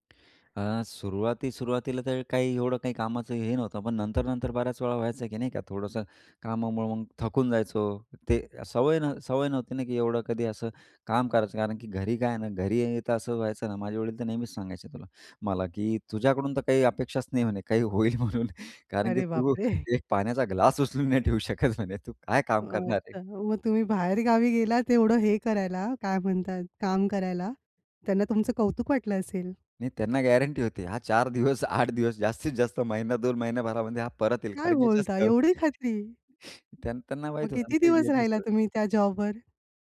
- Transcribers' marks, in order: tapping; other background noise; laughing while speaking: "म्हणून"; laughing while speaking: "एक पाण्याचा ग्लास उचलून नाही … काम करणार आहे?"; chuckle; in English: "गॅरंटी"; laughing while speaking: "आठ दिवस, जास्तीत जास्त महिना … की ॲडजस्ट होईल"; unintelligible speech
- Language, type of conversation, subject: Marathi, podcast, लांब राहूनही कुटुंबाशी प्रेम जपण्यासाठी काय कराल?